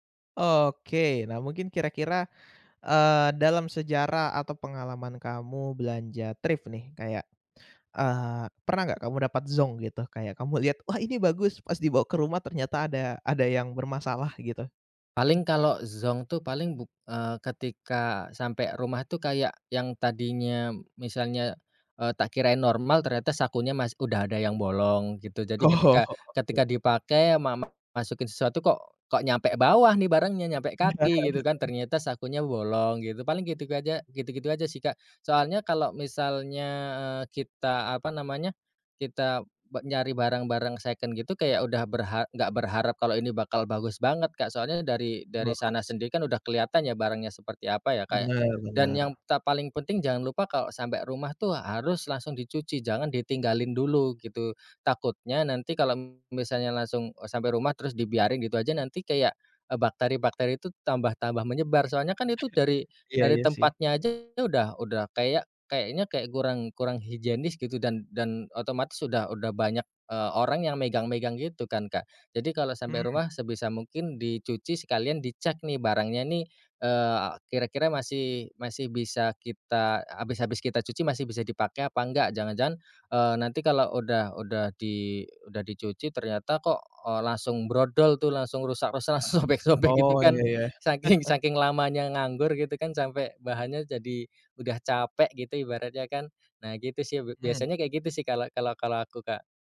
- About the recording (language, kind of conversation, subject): Indonesian, podcast, Apa kamu pernah membeli atau memakai barang bekas, dan bagaimana pengalamanmu saat berbelanja barang bekas?
- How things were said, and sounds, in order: in English: "thrift"; in English: "zonk"; in English: "zonk"; laugh; tapping; laugh; in English: "second"; chuckle; laughing while speaking: "langsung sobek-sobek gitu kan"; laugh